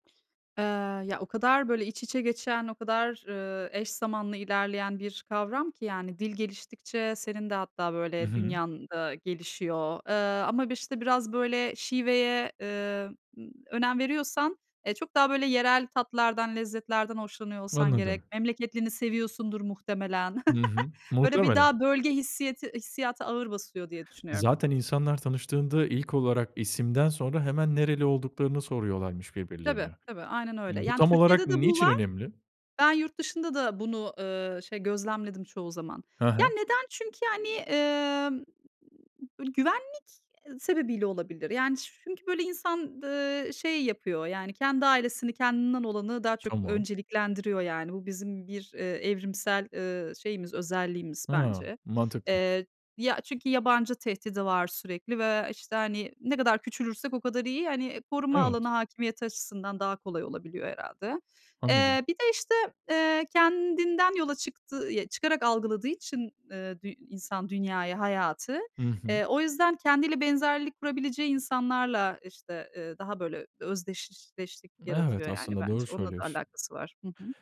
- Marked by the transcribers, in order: laugh
- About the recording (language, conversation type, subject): Turkish, podcast, Diliniz veya şiveniz aidiyet duygunuzu nasıl etkiledi, bu konuda deneyiminiz nedir?